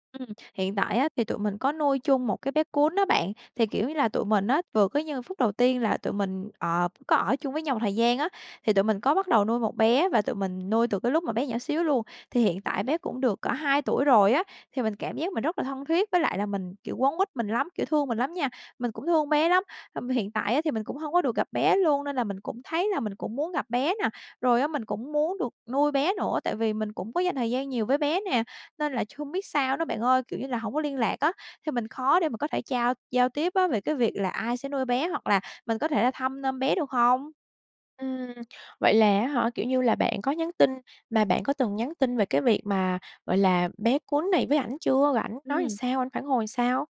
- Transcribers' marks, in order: tapping
- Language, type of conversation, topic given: Vietnamese, advice, Bạn đang cảm thấy thế nào sau một cuộc chia tay đột ngột mà bạn chưa kịp chuẩn bị?